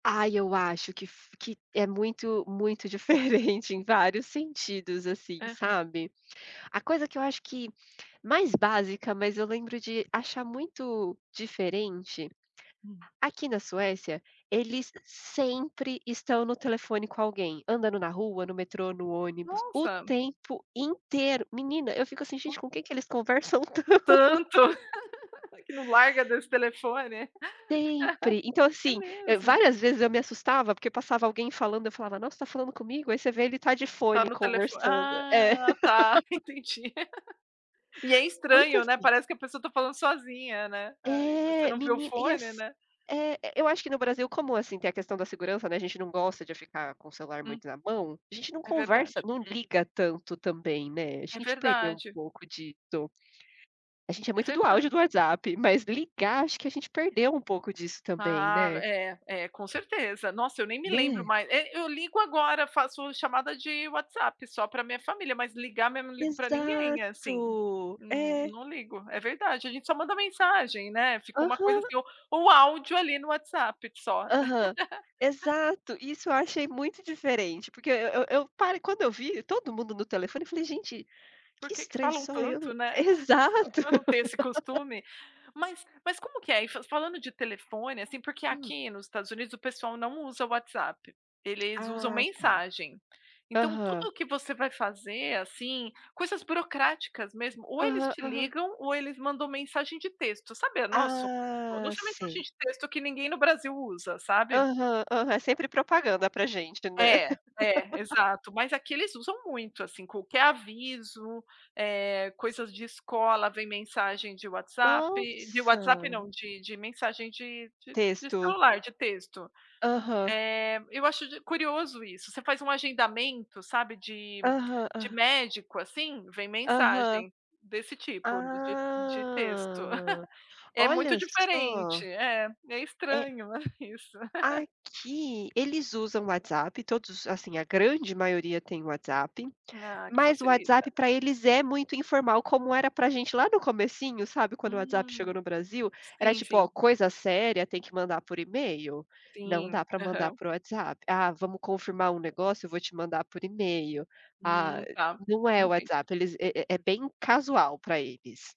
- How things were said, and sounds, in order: tapping; laughing while speaking: "tanto"; laugh; laugh; chuckle; laugh; laugh; chuckle; laugh; laugh; chuckle; chuckle
- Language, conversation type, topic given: Portuguese, unstructured, Como você acha que a cultura influencia o nosso dia a dia?